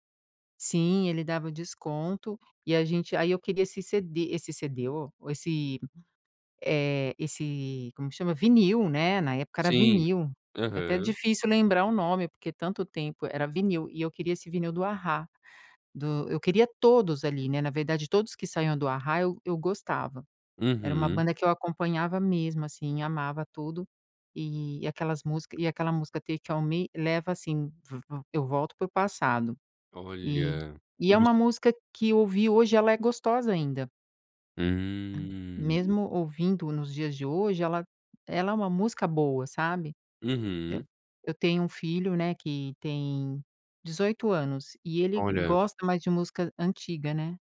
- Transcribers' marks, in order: other background noise; tapping
- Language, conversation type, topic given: Portuguese, podcast, Qual música antiga sempre te faz voltar no tempo?